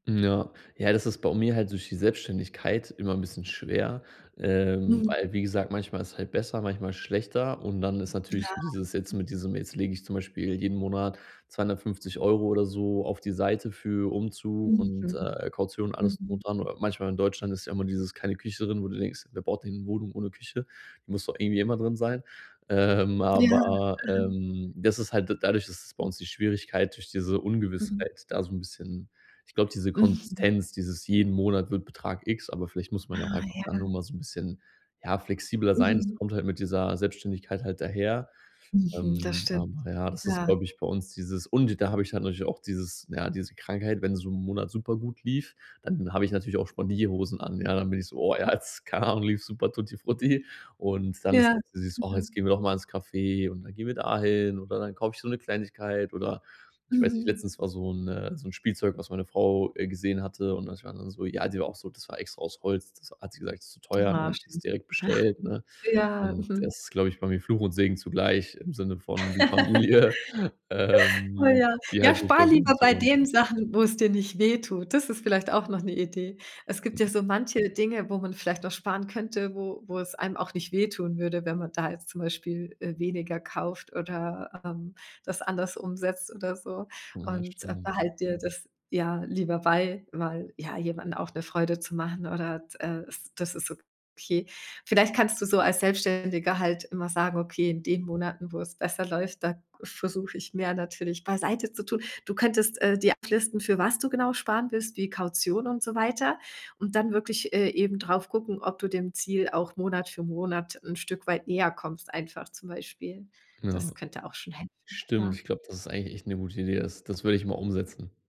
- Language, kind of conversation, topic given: German, advice, Soll ich jetzt eher sparen oder mein Geld lieber ausgeben?
- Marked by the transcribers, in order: laughing while speaking: "oh, ja, jetzt, keine Ahnung"; laughing while speaking: "frutti"; snort; laugh; laughing while speaking: "Familie, ähm"; unintelligible speech; other background noise